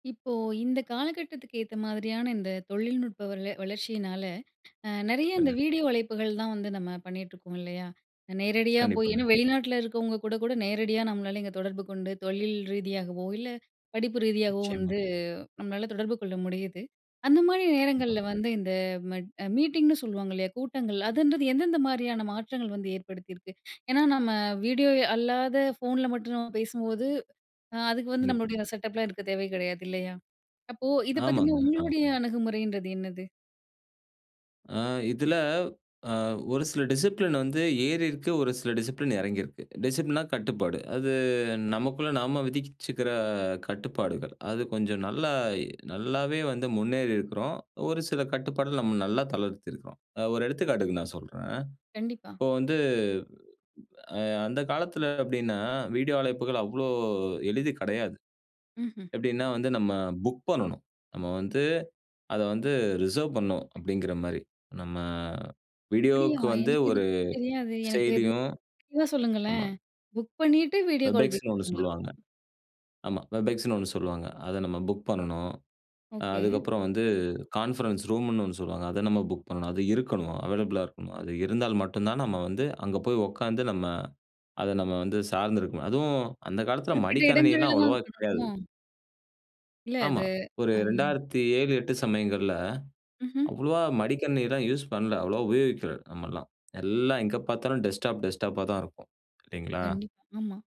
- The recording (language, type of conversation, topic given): Tamil, podcast, வீடியோ அழைப்புகள் நேரில் நடைபெறும் கூட்டங்களை பெரும்பாலும் மாற்றியுள்ளதா என்று நீங்கள் எப்படி நினைக்கிறீர்கள்?
- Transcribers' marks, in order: tapping; other noise; other background noise; in English: "மீட்டிங்குன்னு"; in English: "செட்டப்லாம்"; drawn out: "இதுல"; in English: "டிசிப்ளின்"; in English: "டிசிப்ளின்"; in English: "டிசிப்ளின்னா"; drawn out: "அது"; "விதிச்சுக்கிற" said as "விதிக்குச்சுக்கிற"; drawn out: "வந்து"; drawn out: "அவ்வளோ"; in English: "புக்"; in English: "ரிசர்வ்"; unintelligible speech; in English: "புக்"; in English: "வீடியோ கால்"; in English: "வெப் எக்ஸ்ன்னு"; unintelligible speech; in English: "வெப் எக்ஸ்ன்னு"; in English: "புக்"; in English: "ஓகே"; in English: "கான்ஃபரன்ஸ் ரூமுன்னு"; in English: "புக்"; in English: "அவைலபிளா"; in English: "யூஸ்"; in English: "டெஸ்க்டாப் டெஸ்க்டாப்பா"